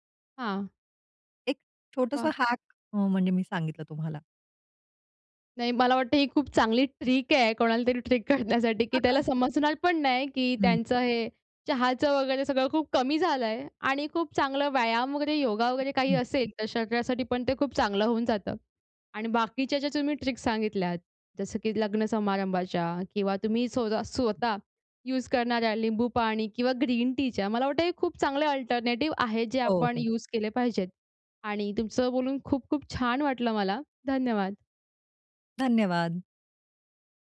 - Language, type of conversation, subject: Marathi, podcast, साखर आणि मीठ कमी करण्याचे सोपे उपाय
- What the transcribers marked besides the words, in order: in English: "हॅक"; in English: "ट्रिक"; in English: "ट्रिक"; laughing while speaking: "करण्यासाठी की"; in English: "ट्रिक्स"; other background noise; in English: "अल्टरनेटिव्ह"; other noise